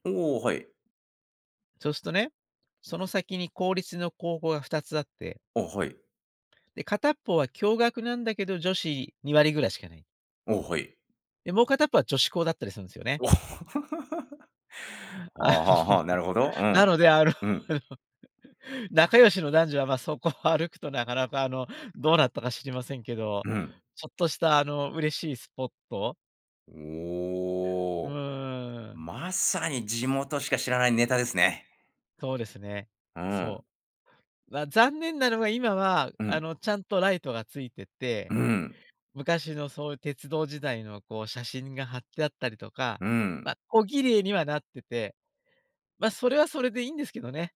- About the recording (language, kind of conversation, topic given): Japanese, podcast, 地元の人しか知らない穴場スポットを教えていただけますか？
- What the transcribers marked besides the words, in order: laughing while speaking: "お"; laugh; laughing while speaking: "あの なので、あの、仲良しの男女は、まあ、そこを"; joyful: "うん"